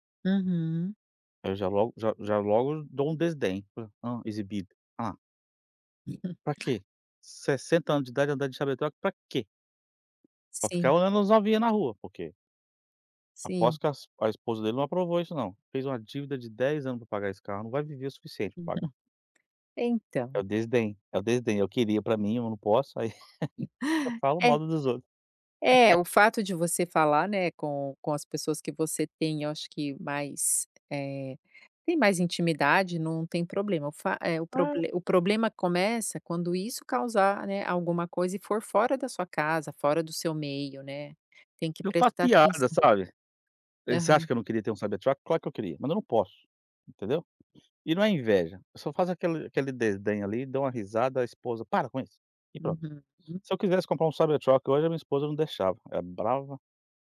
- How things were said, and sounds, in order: tapping; in English: "Cybertruck"; unintelligible speech; chuckle
- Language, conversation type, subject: Portuguese, advice, Como posso superar o medo de mostrar interesses não convencionais?